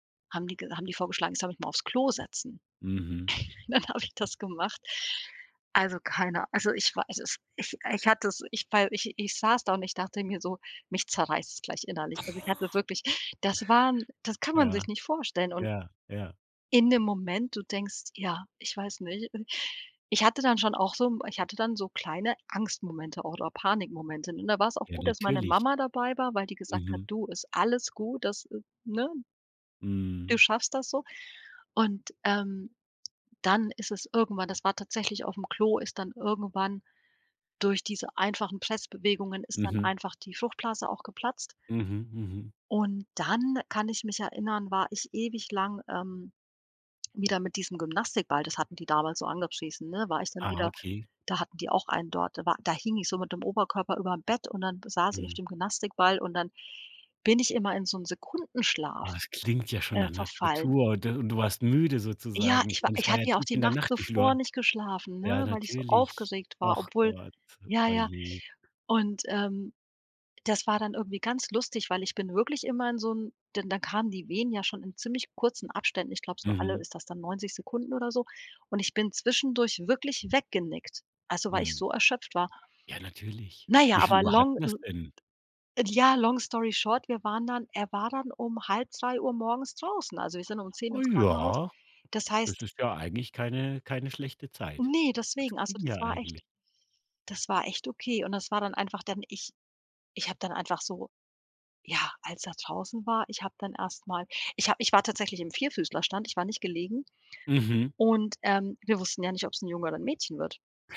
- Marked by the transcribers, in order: chuckle; laughing while speaking: "Dann habe ich das gemacht"; other background noise; in English: "long"; in English: "long story short"
- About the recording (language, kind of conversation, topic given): German, podcast, Wie hast du die Geburt deines ersten Kindes erlebt?